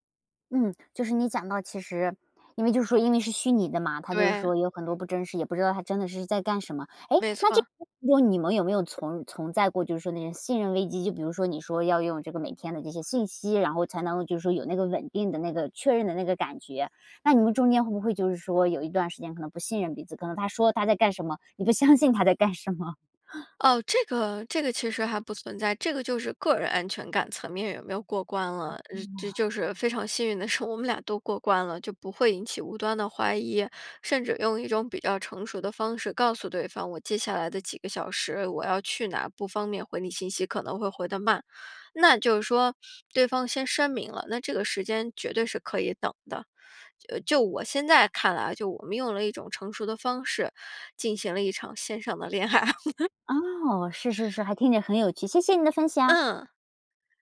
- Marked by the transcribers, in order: laughing while speaking: "你不相信他在干什么？"; chuckle; laughing while speaking: "是"; laughing while speaking: "爱"; laugh
- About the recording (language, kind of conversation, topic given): Chinese, podcast, 你会如何建立真实而深度的人际联系？